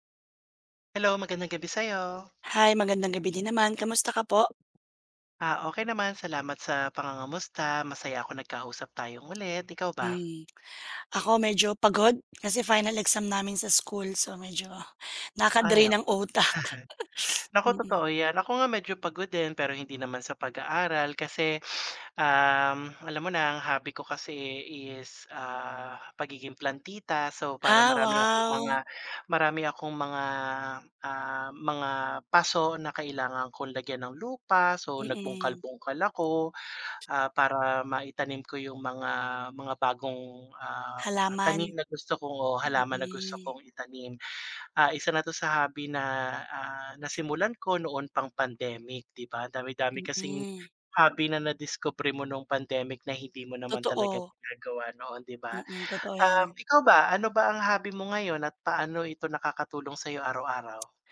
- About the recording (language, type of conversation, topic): Filipino, unstructured, Ano ang pinaka-kasiya-siyang bahagi ng pagkakaroon ng libangan?
- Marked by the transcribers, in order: chuckle; laughing while speaking: "utak"; chuckle; sniff; gasp